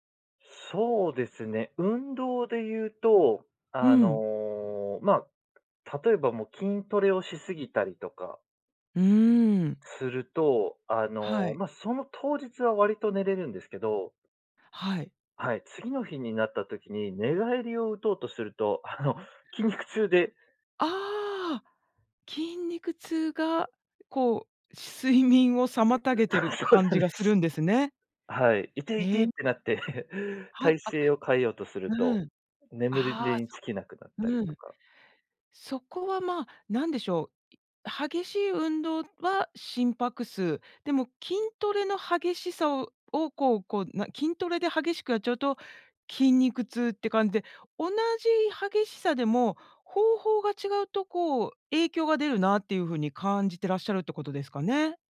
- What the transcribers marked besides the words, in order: tapping; other background noise; laughing while speaking: "あの"; unintelligible speech; unintelligible speech; laughing while speaking: "あ、そうなんです"; chuckle
- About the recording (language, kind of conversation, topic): Japanese, podcast, 睡眠の質を上げるために、普段どんな工夫をしていますか？